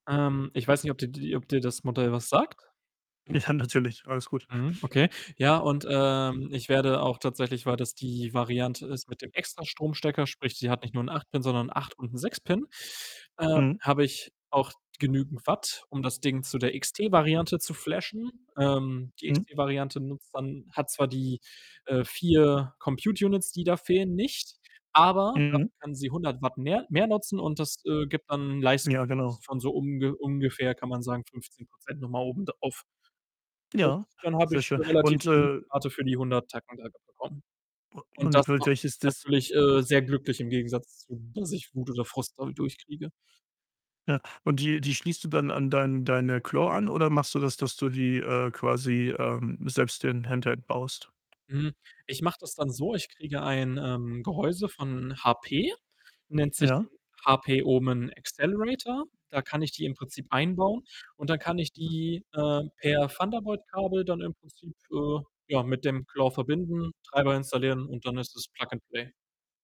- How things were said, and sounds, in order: laughing while speaking: "Ja, natürlich"; stressed: "aber"; distorted speech; unintelligible speech; tapping; other background noise; in English: "Claw"; in English: "Handheld"; in English: "Accelerator"; in English: "Claw"; in English: "Plug and Play"
- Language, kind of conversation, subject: German, unstructured, Wie gehst du mit Wut oder Frust um?